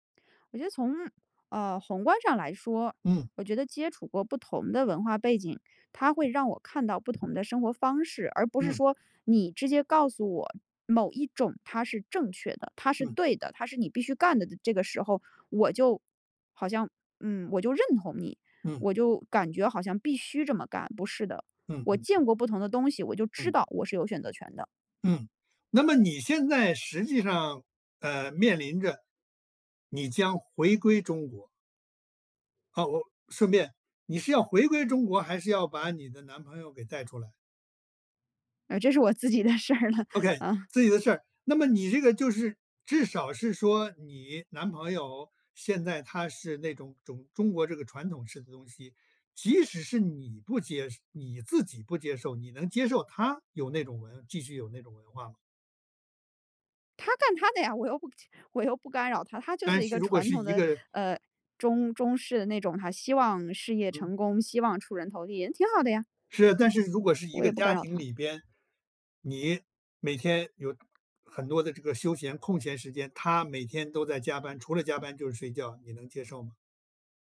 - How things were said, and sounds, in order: tapping; laughing while speaking: "这是我自己的事儿了"; laughing while speaking: "我又不 我又不干扰他"
- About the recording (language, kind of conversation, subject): Chinese, podcast, 混合文化背景对你意味着什么？